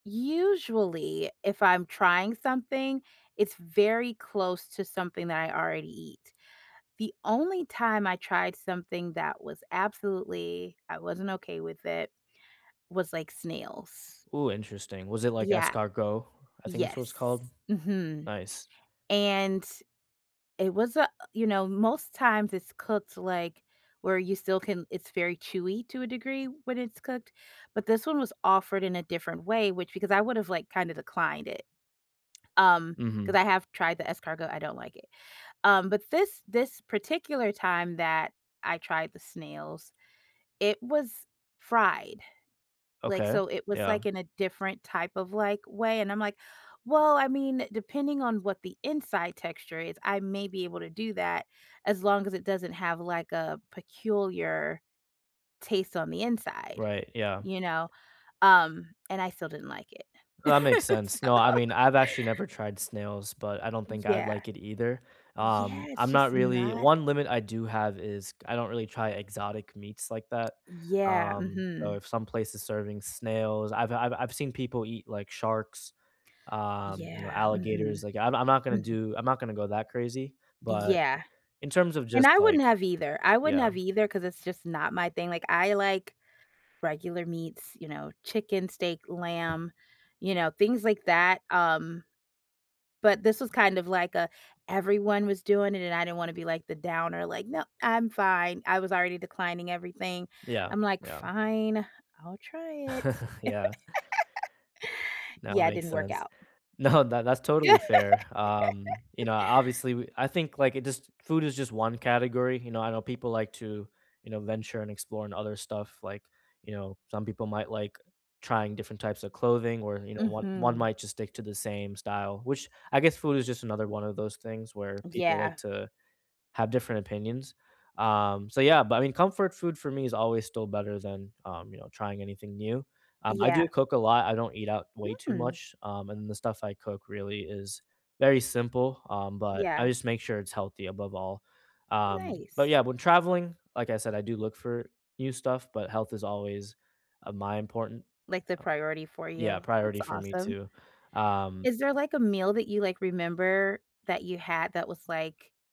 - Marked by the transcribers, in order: tapping; chuckle; laughing while speaking: "So"; other background noise; chuckle; laugh; laughing while speaking: "No"; laugh
- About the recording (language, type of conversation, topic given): English, unstructured, What role does food play in your travel experiences?
- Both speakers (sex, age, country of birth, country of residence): female, 40-44, United States, United States; male, 25-29, India, United States